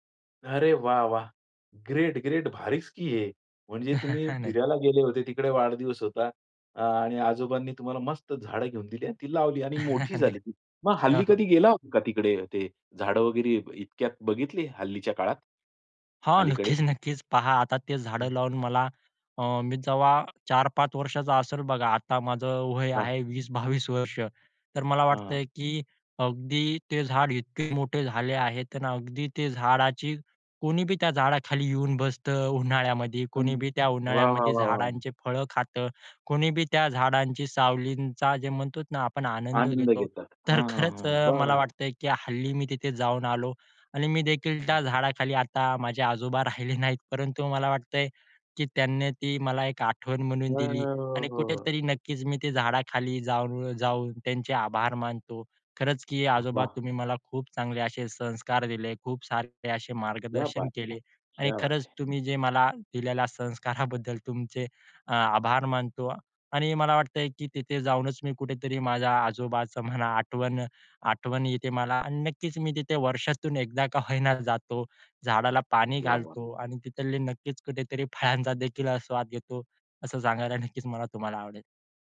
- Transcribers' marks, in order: chuckle; chuckle; other noise; laughing while speaking: "नक्कीच, नक्कीच"; laughing while speaking: "खरंच"; in Hindi: "क्या बात है क्या बात है"
- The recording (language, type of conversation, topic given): Marathi, podcast, वाढदिवस किंवा छोटसं घरगुती सेलिब्रेशन घरी कसं करावं?